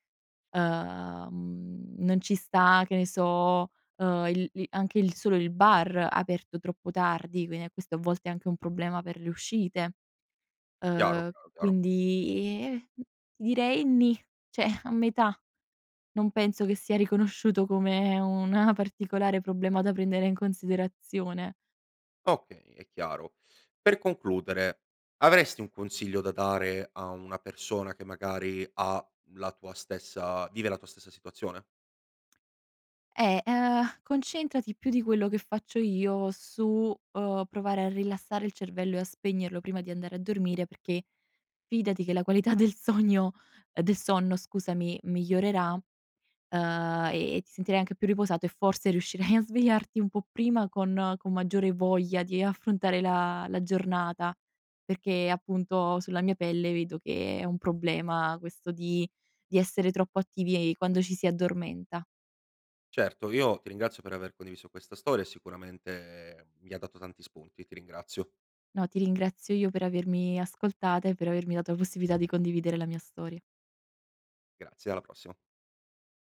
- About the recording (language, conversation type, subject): Italian, podcast, Che ruolo ha il sonno nella tua crescita personale?
- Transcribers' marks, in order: "quindi" said as "quine"; "cioè" said as "ceh"; laughing while speaking: "riuscirai"; other background noise